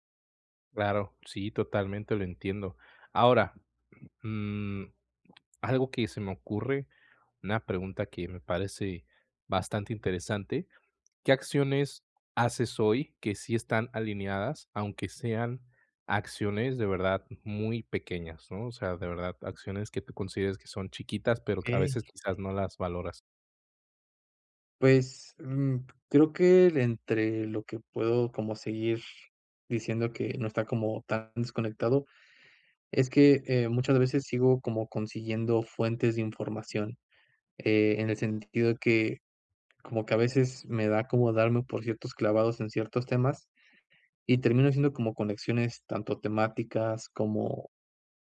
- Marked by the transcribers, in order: none
- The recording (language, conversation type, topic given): Spanish, advice, ¿Cómo puedo alinear mis acciones diarias con mis metas?
- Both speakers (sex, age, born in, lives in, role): male, 20-24, Mexico, Mexico, advisor; male, 30-34, Mexico, Mexico, user